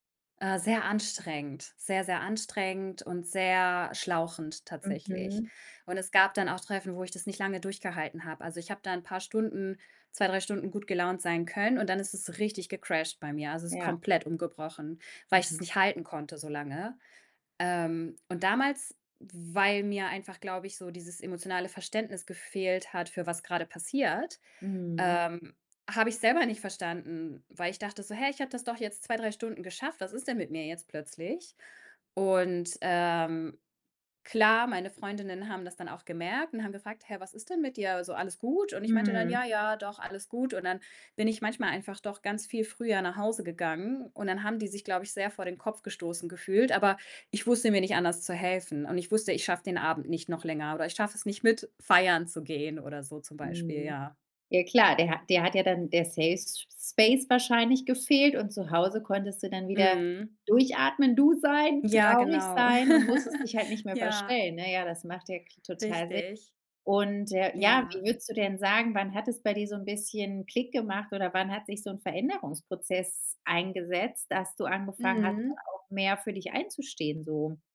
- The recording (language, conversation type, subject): German, podcast, Wie lernst du, Nein zu sagen, ohne ein schlechtes Gewissen zu haben?
- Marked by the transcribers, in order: other background noise; chuckle